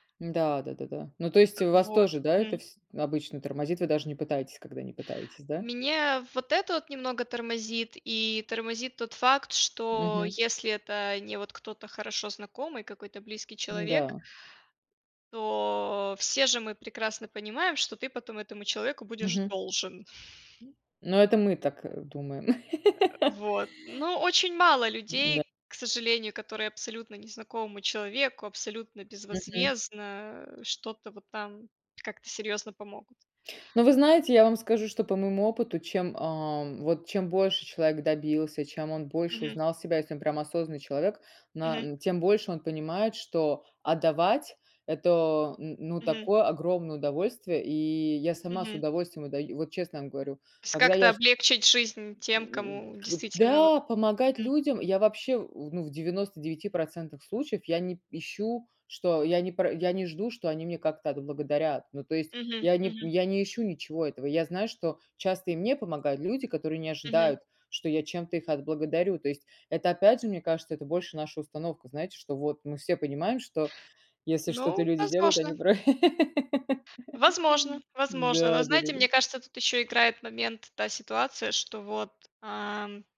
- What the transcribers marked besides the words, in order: tapping; grunt; laugh; "безвозмездно" said as "безвозвездно"; other background noise; laugh
- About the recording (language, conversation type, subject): Russian, unstructured, Как ты думаешь, почему люди боятся просить помощи?